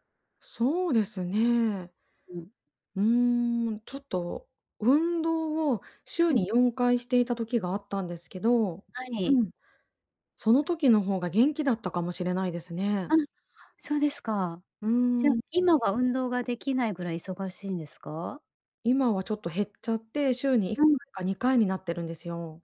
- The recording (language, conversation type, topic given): Japanese, advice, どうすればエネルギーとやる気を取り戻せますか？
- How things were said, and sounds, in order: other noise; other background noise